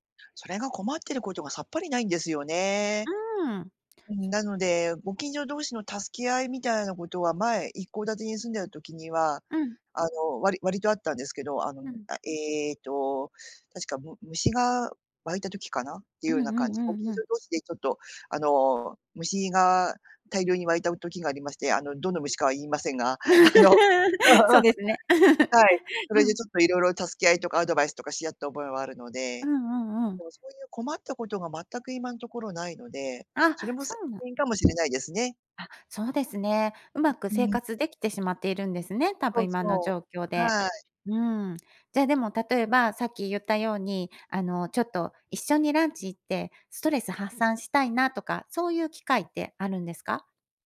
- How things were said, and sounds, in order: laugh; other background noise
- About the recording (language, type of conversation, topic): Japanese, advice, 引っ越しで新しい環境に慣れられない不安